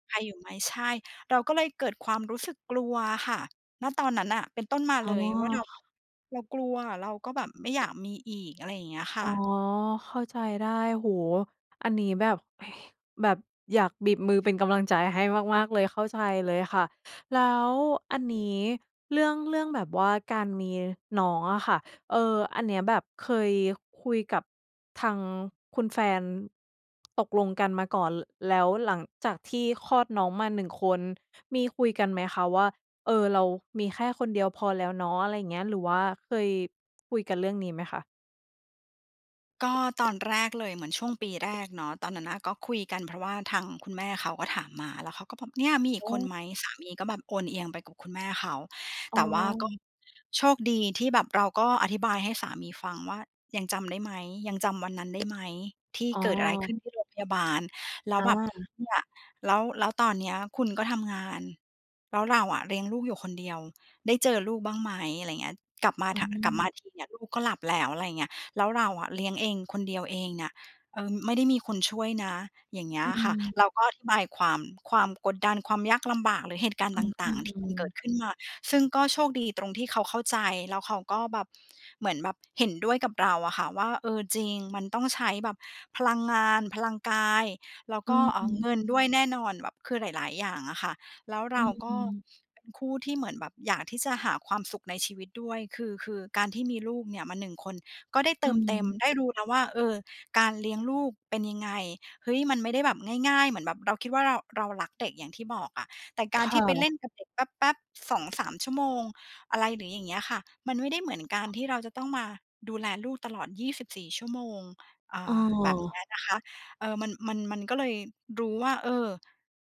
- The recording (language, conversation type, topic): Thai, advice, คุณรู้สึกถูกกดดันให้ต้องมีลูกตามความคาดหวังของคนรอบข้างหรือไม่?
- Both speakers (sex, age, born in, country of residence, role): female, 35-39, Thailand, Thailand, advisor; female, 40-44, Thailand, Greece, user
- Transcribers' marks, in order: exhale; other background noise